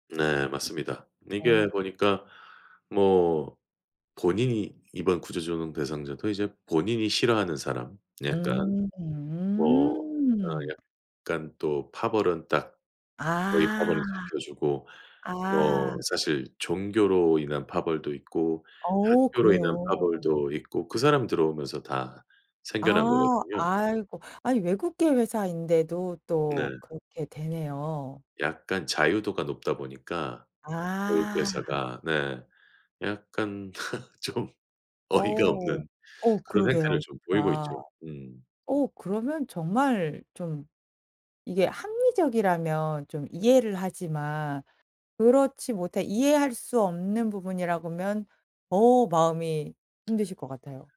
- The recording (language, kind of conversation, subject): Korean, advice, 조직 개편으로 팀과 업무 방식이 급격히 바뀌어 불안할 때 어떻게 대처하면 좋을까요?
- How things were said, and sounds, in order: other background noise; tapping; laugh; laughing while speaking: "좀 어이가"